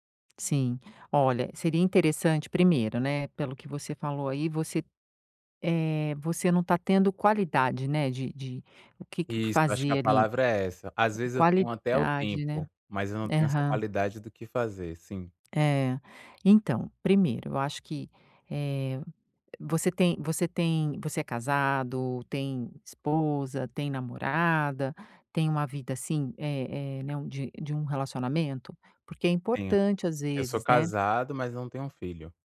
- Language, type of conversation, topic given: Portuguese, advice, Como posso separar meu tempo pessoal do profissional de forma consistente?
- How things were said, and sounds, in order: tapping